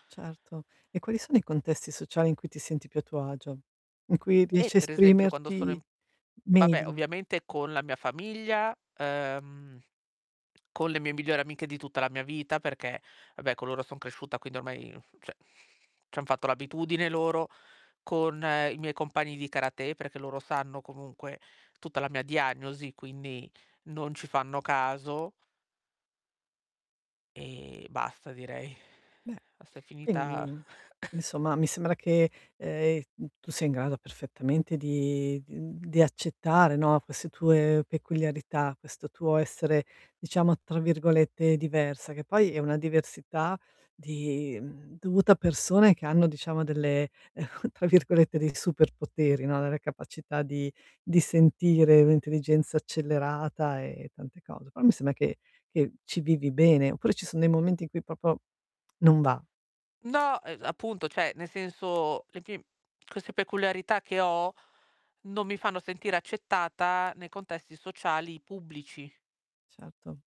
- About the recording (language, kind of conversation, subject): Italian, advice, Come posso accettare le mie peculiarità senza sentirmi giudicato?
- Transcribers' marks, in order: distorted speech; "cioè" said as "ceh"; static; cough; chuckle; "proprio" said as "propo"; "cioè" said as "ceh"; tapping